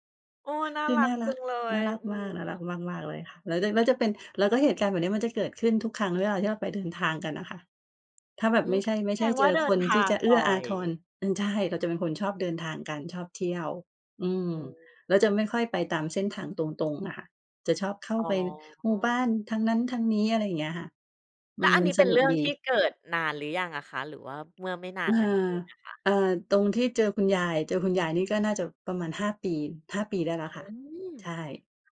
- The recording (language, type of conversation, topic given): Thai, podcast, คุณเคยเจอคนใจดีช่วยเหลือระหว่างเดินทางไหม เล่าให้ฟังหน่อย?
- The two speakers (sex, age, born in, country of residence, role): female, 40-44, Thailand, Thailand, host; female, 45-49, Thailand, Thailand, guest
- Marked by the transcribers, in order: none